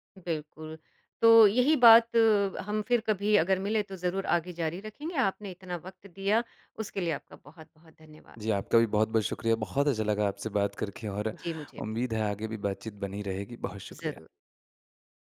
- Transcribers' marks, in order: none
- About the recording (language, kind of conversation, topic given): Hindi, podcast, क्या कभी ऐसा हुआ है कि आप अपनी जड़ों से अलग महसूस करते हों?